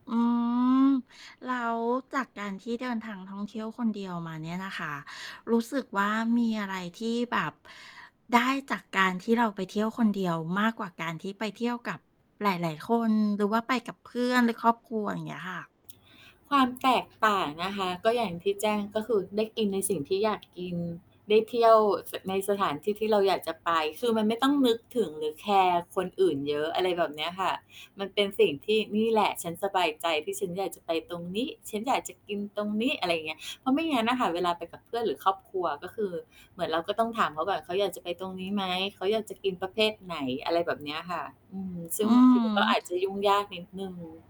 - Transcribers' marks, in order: static; tapping; distorted speech; other background noise
- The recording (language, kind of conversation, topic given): Thai, podcast, มีคำแนะนำอะไรบ้างสำหรับคนที่อยากลองเที่ยวคนเดียวครั้งแรก?